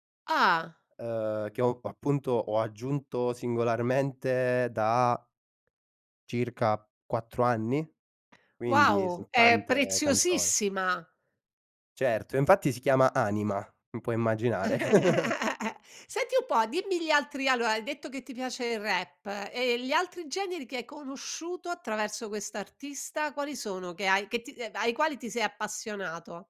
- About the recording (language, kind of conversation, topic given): Italian, podcast, Come influenzano le tue scelte musicali gli amici?
- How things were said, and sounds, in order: surprised: "Ah!"; stressed: "preziosissima"; giggle; chuckle